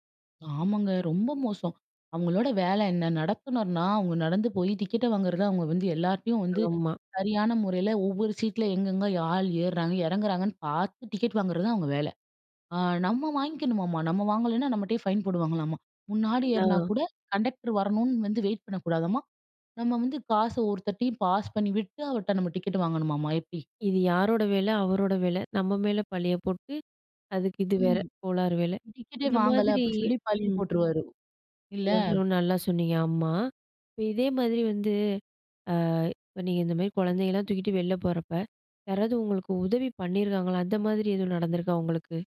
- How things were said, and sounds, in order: other background noise; unintelligible speech
- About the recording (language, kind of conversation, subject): Tamil, podcast, உங்கள் ஊர்ப் பேருந்தில் நடந்த மறக்க முடியாத ஒரு சம்பவக் கதை இருக்கிறதா?